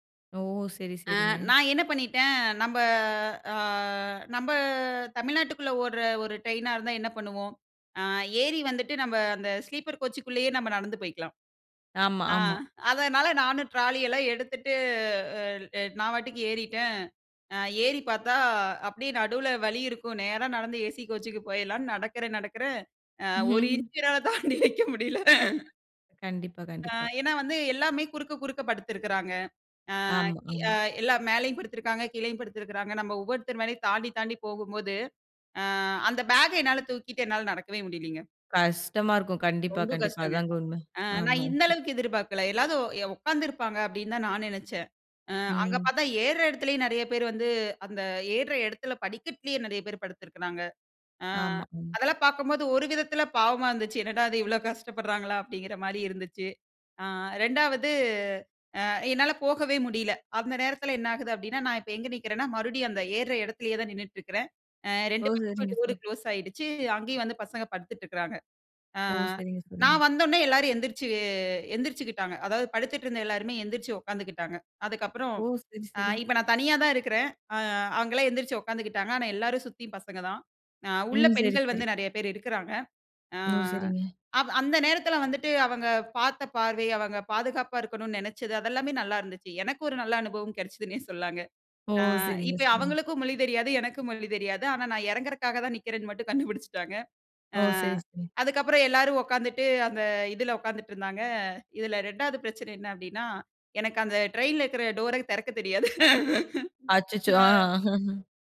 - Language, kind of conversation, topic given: Tamil, podcast, தனியாகப் பயணம் செய்த போது நீங்கள் சந்தித்த சவால்கள் என்னென்ன?
- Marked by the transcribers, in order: drawn out: "நம்ப ஆ நம்ப"; in English: "ஸ்லீப்பர் கோச்சுக்குள்ளயே"; in English: "ட்ராலி"; drawn out: "எடுத்துட்டு"; chuckle; laughing while speaking: "ஒரு இஞ்ச் என்னால தாண்டி வைக்க முடில"; "எல்லாரும்" said as "எல்லாதும்"; "வந்த உடனே" said as "வந்தவுனே"; drawn out: "எழுந்திரிச்சு"; unintelligible speech; "திறக்கத்" said as "தெறக்கத்"; laugh